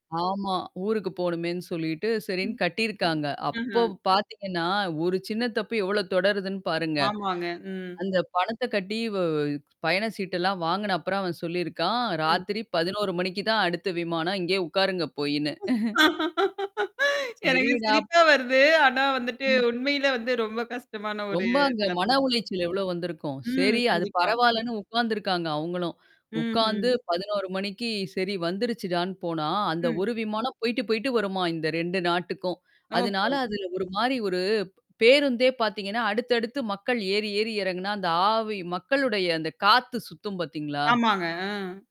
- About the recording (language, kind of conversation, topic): Tamil, podcast, விமானம் தவறவிட்ட அனுபவம் உங்களுக்கு எப்போதாவது ஏற்பட்டதுண்டா?
- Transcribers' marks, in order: other background noise; tapping; other noise; laugh; chuckle